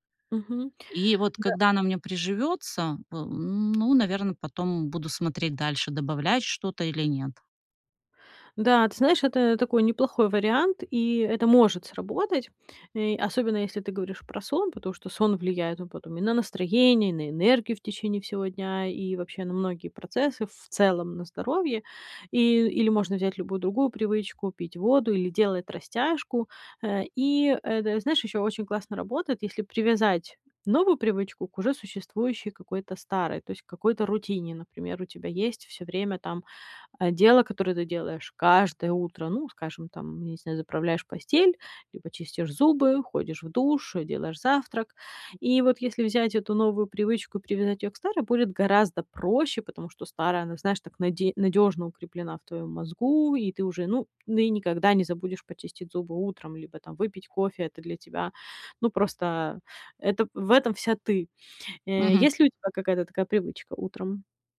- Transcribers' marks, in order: stressed: "каждое"; tapping
- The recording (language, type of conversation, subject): Russian, advice, Как мне не пытаться одновременно сформировать слишком много привычек?